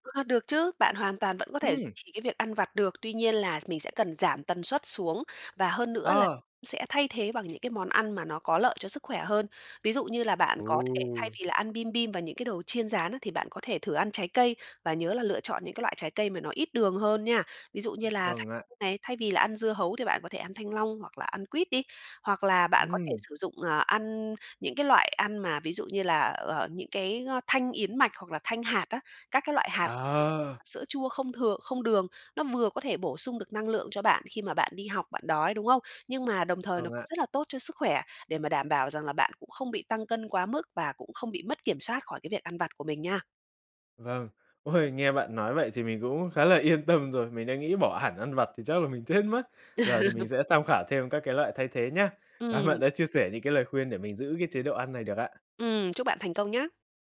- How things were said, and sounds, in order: tapping; other background noise; laughing while speaking: "yên"; laugh
- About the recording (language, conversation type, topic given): Vietnamese, advice, Làm sao để không thất bại khi ăn kiêng và tránh quay lại thói quen cũ?
- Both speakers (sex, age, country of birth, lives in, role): female, 30-34, Vietnam, Vietnam, advisor; male, 20-24, Vietnam, Vietnam, user